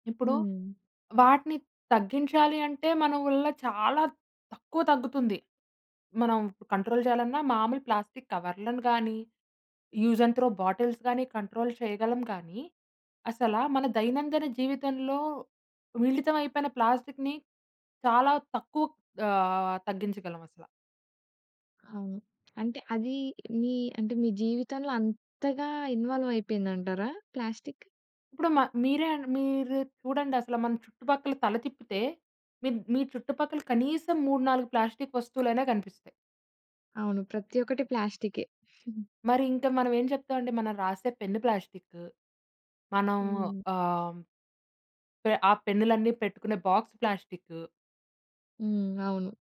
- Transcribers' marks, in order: "వళ్ళ" said as "వుళ్ళ"; in English: "కంట్రోల్"; in English: "యూజ్ అండ్ త్రో బాటిల్స్"; in English: "కంట్రోల్"; other background noise; in English: "ఇన్వాల్వ్"; giggle; in English: "బాక్స్"
- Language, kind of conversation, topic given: Telugu, podcast, ప్లాస్టిక్ వినియోగాన్ని తగ్గించడానికి సరళమైన మార్గాలు ఏవైనా ఉన్నాయా?